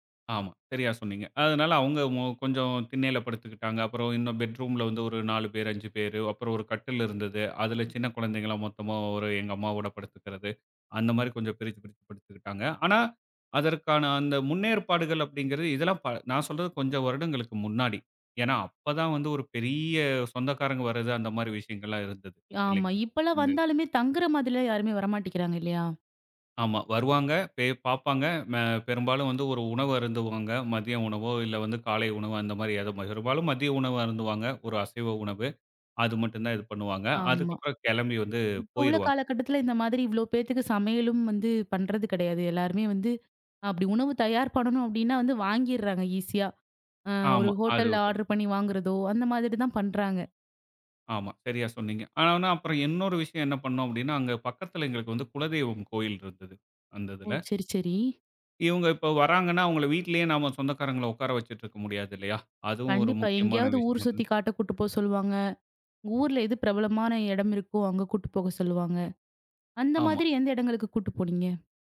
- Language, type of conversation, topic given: Tamil, podcast, வீட்டில் விருந்தினர்கள் வரும்போது எப்படி தயாராக வேண்டும்?
- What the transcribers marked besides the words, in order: unintelligible speech; tapping